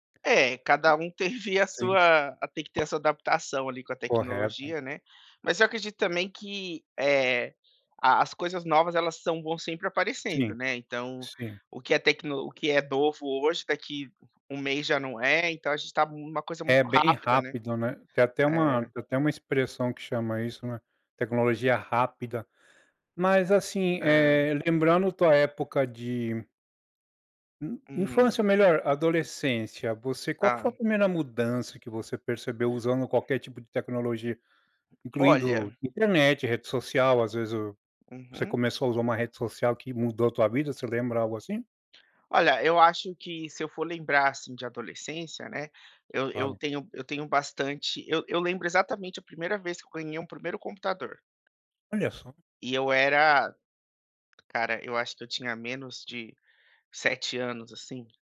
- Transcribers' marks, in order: other background noise
- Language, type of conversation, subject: Portuguese, podcast, Como a tecnologia mudou sua rotina diária?